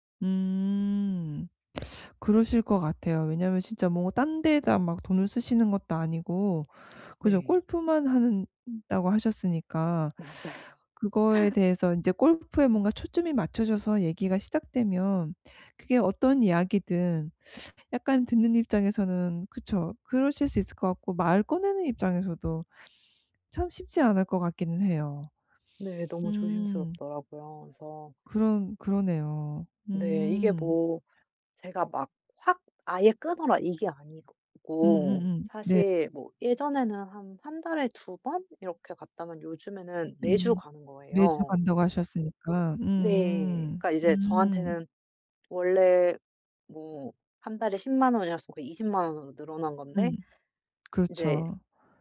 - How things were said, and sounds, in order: teeth sucking; teeth sucking; laugh
- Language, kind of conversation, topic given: Korean, advice, 가족과 돈 문제를 어떻게 하면 편하게 이야기할 수 있을까요?